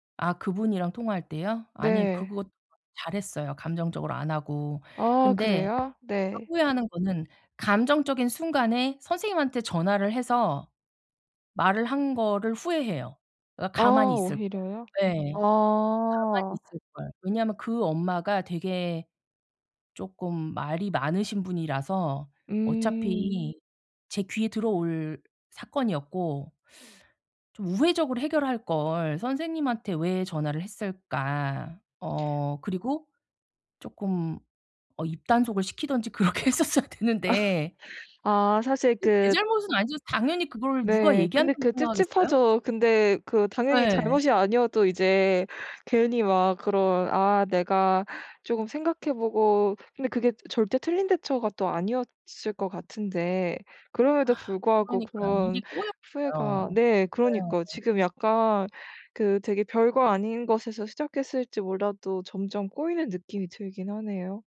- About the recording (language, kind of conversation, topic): Korean, advice, 감정적으로 말해버린 걸 후회하는데 어떻게 사과하면 좋을까요?
- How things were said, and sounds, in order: tapping; other background noise; teeth sucking; laughing while speaking: "그렇게 했었어야 됐는데"; laugh